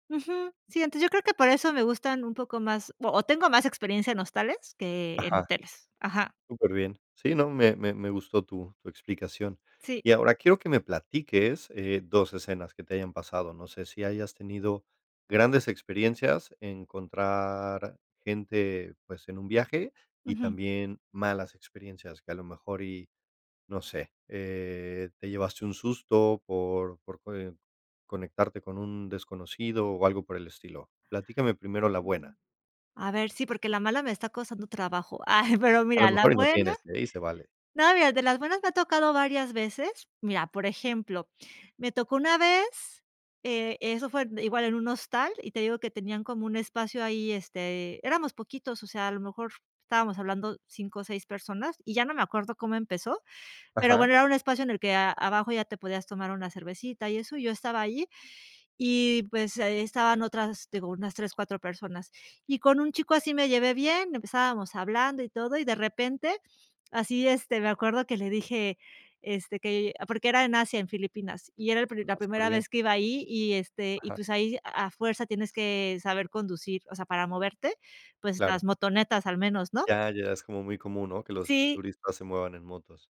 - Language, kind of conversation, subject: Spanish, podcast, ¿Qué haces para conocer gente nueva cuando viajas solo?
- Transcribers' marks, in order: other background noise